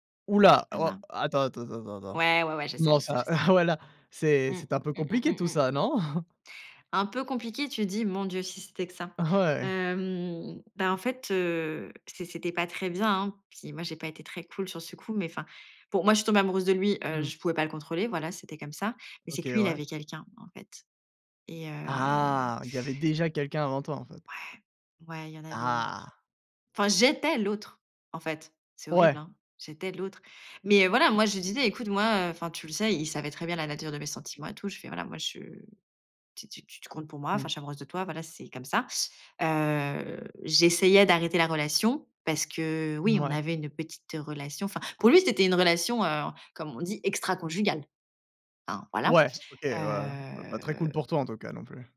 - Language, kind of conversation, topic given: French, podcast, Quelle chanson te donne des frissons à chaque écoute ?
- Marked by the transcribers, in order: chuckle; chuckle; chuckle; drawn out: "Hem"; drawn out: "Ah"; other background noise; stressed: "j'étais"; drawn out: "Heu"; drawn out: "heu"